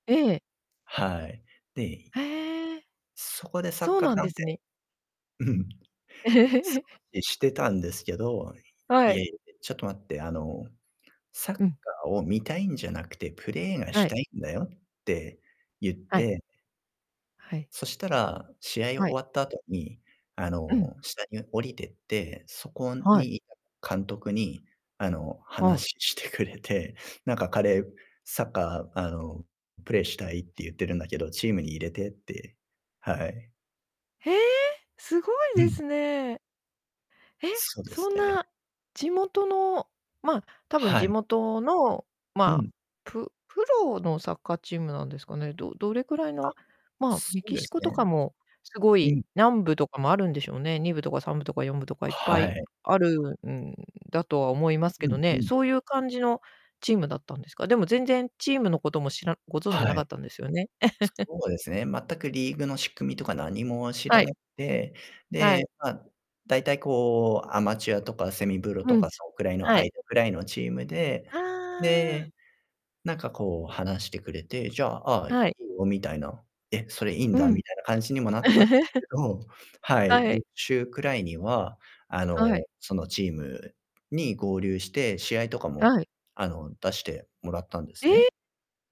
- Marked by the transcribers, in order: distorted speech; laugh; chuckle; "セミプロ" said as "セミブロ"; laugh
- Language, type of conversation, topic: Japanese, podcast, 旅先で現地の人と仲良くなった経験はありますか？